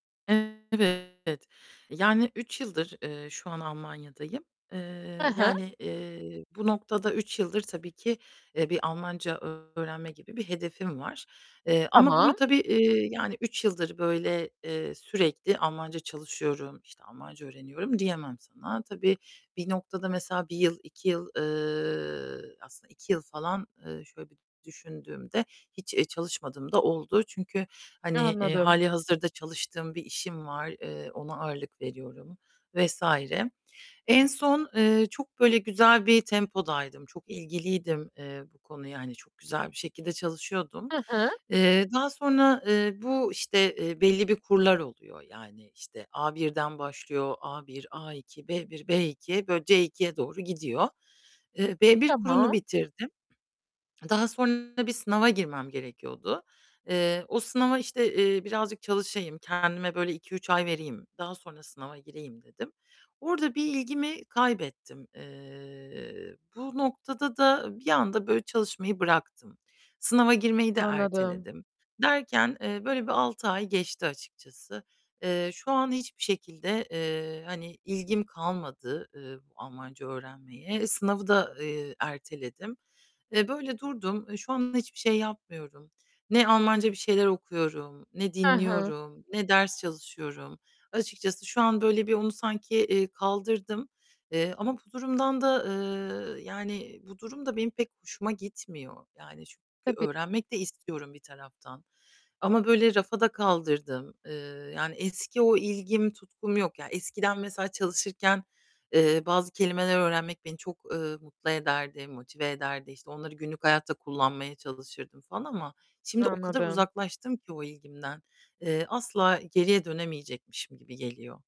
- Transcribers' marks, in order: distorted speech; tapping; other noise
- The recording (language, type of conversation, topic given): Turkish, advice, Zamanla sönüp giden tutkumu veya ilgimi nasıl sürdürebilirim?